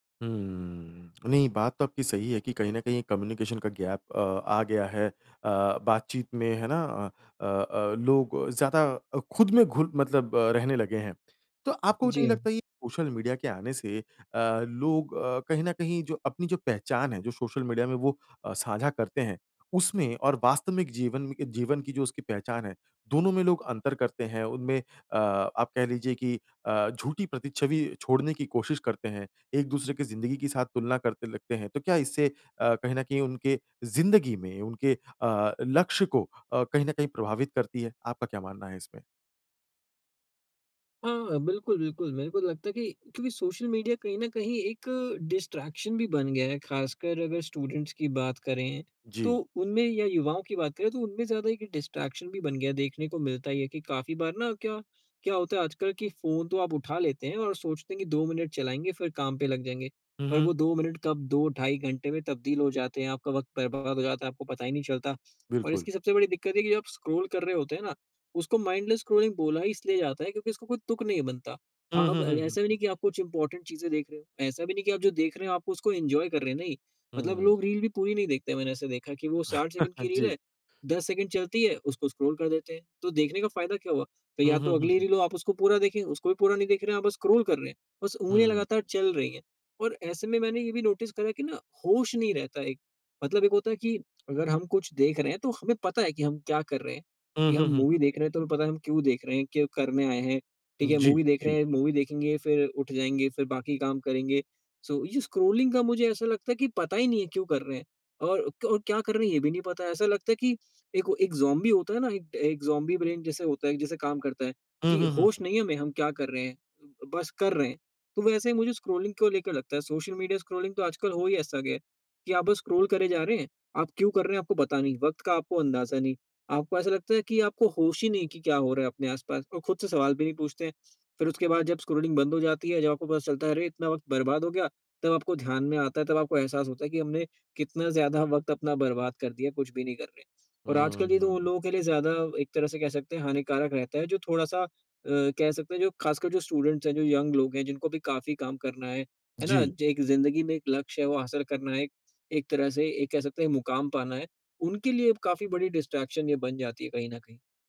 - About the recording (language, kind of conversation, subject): Hindi, podcast, सोशल मीडिया ने हमारी बातचीत और रिश्तों को कैसे बदल दिया है?
- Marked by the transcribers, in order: in English: "कम्युनिकेशन"; in English: "गैप"; in English: "डिस्ट्रैक्शन"; in English: "स्टूडेंट्स"; in English: "डिस्ट्रैक्शन"; in English: "स्क्रॉल"; in English: "माइंडलेस स्क्रॉलिंग"; in English: "इम्पोर्टेंट"; in English: "एन्जॉय"; chuckle; in English: "स्क्रॉल"; in English: "स्क्रॉल"; in English: "नोटिस"; in English: "मूवी"; in English: "मूवी"; in English: "मूवी"; in English: "स्क्रोलिंग"; in English: "ज़ॉम्बी"; in English: "ज़ॉम्बी ब्रेन"; in English: "स्क्रॉलिंग"; in English: "स्क्रोलिंग"; in English: "स्क्रॉल"; in English: "स्क्रॉल"; in English: "स्टूडेंट्स"; in English: "यंग"; in English: "डिस्ट्रैक्शन"